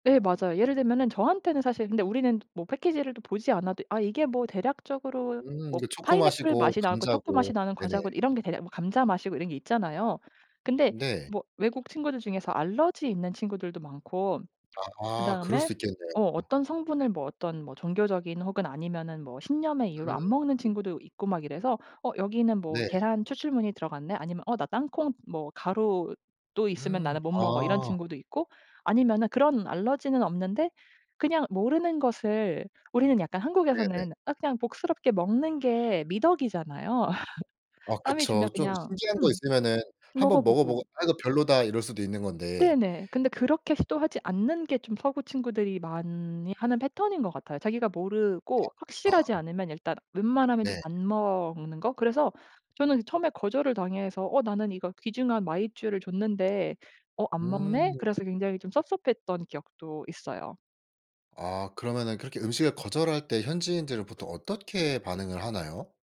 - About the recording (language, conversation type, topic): Korean, podcast, 현지인들과 친해지는 비결이 뭐였나요?
- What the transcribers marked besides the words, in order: other background noise; laugh; tapping